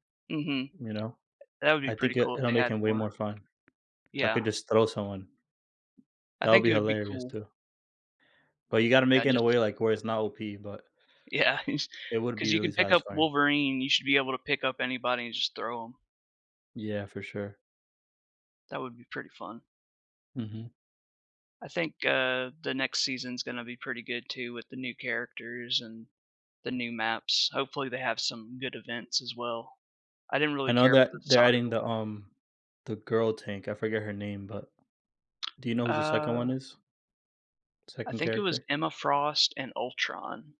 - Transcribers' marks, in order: tapping; laughing while speaking: "Yeah, he's"; drawn out: "Uh"
- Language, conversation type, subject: English, unstructured, How does open-world design change the way we experience video games?
- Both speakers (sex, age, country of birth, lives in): male, 25-29, United States, United States; male, 35-39, United States, United States